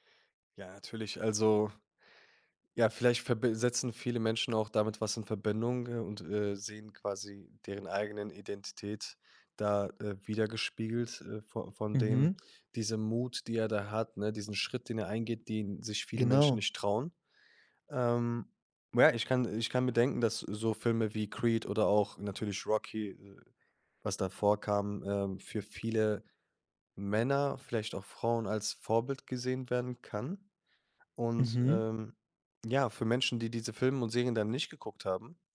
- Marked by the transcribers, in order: none
- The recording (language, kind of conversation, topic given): German, podcast, Wie beeinflussen soziale Medien, welche Serien viral gehen?